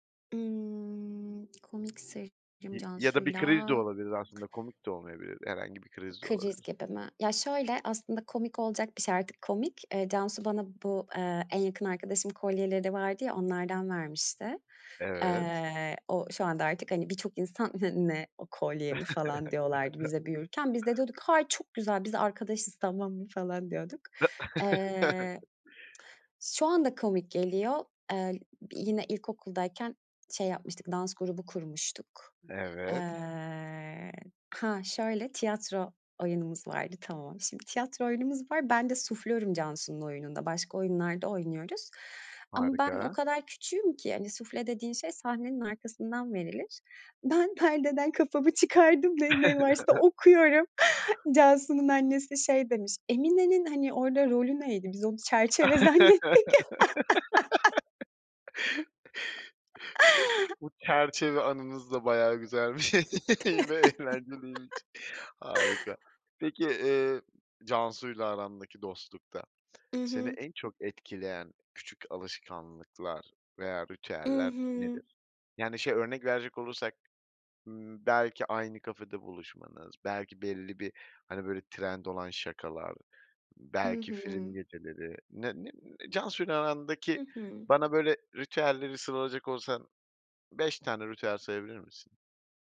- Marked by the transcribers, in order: drawn out: "Imm"; other background noise; unintelligible speech; chuckle; laugh; chuckle; laughing while speaking: "Ben perdeden kafamı çıkardım ve ne varsa okuyorum"; laugh; laughing while speaking: "bu çerçeve anınız da bayağı güzelmiş ve eğlenceliymiş"; laugh; laugh; tapping; laugh
- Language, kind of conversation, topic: Turkish, podcast, En yakın dostluğunuz nasıl başladı, kısaca anlatır mısınız?